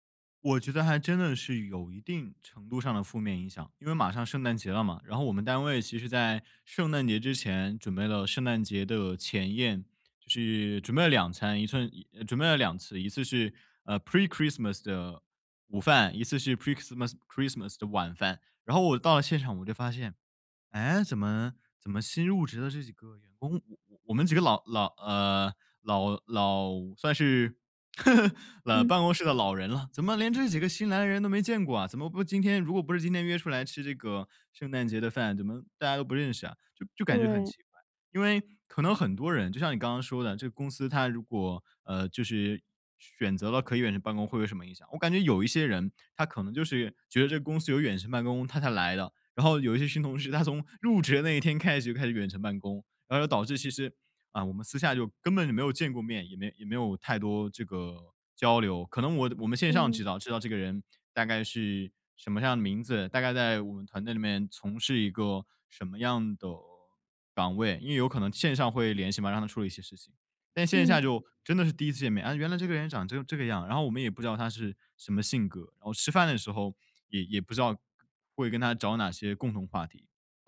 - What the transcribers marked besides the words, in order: in English: "Pre-Christmas"; in English: "Pre-Christmas Christmas"; laugh; laughing while speaking: "他从入职的那一天开始"
- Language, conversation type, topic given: Chinese, podcast, 远程工作会如何影响公司文化？